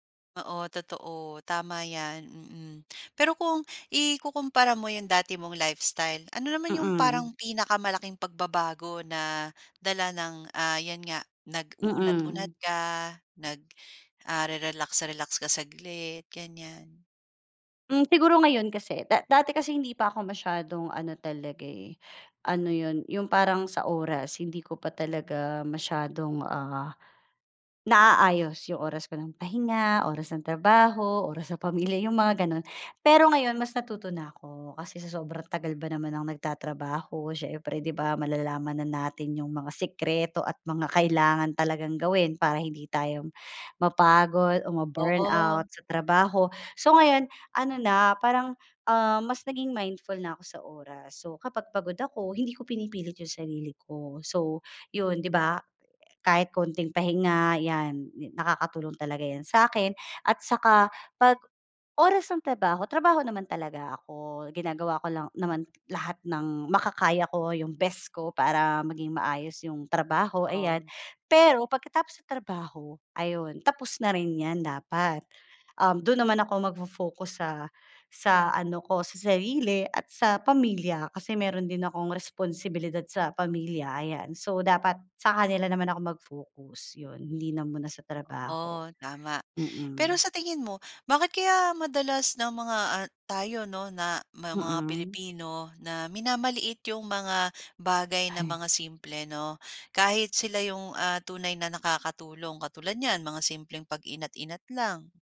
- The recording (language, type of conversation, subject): Filipino, podcast, Anong simpleng gawi ang inampon mo para hindi ka maubos sa pagod?
- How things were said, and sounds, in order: other background noise